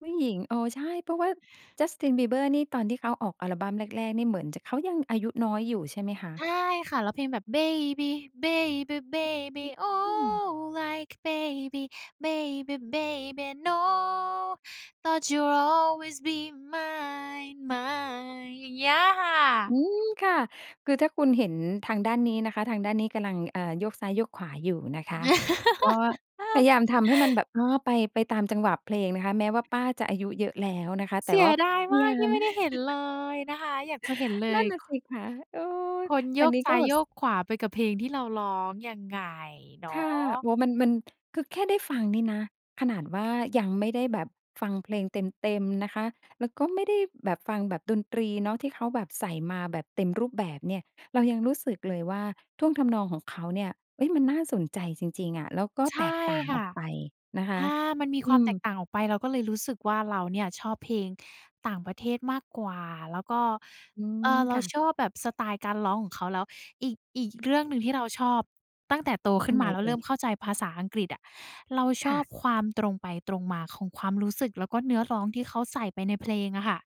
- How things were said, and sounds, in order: singing: "Baby, baby, baby oh. Like … be mine mine"; laugh; tapping; other background noise; "พยายาม" said as "พะยาม"; laugh
- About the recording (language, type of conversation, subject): Thai, podcast, เพลงไทยหรือเพลงต่างประเทศ เพลงไหนสะท้อนความเป็นตัวคุณมากกว่ากัน?